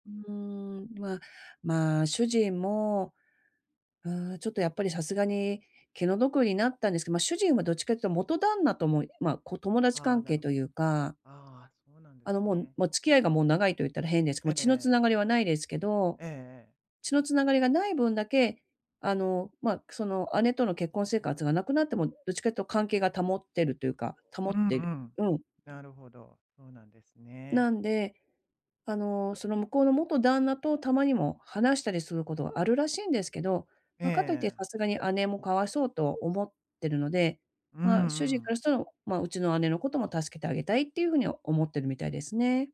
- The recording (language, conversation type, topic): Japanese, advice, 別れで失った自信を、日々の習慣で健康的に取り戻すにはどうすればよいですか？
- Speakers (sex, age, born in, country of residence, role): female, 50-54, Japan, United States, user; female, 55-59, Japan, United States, advisor
- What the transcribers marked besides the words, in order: none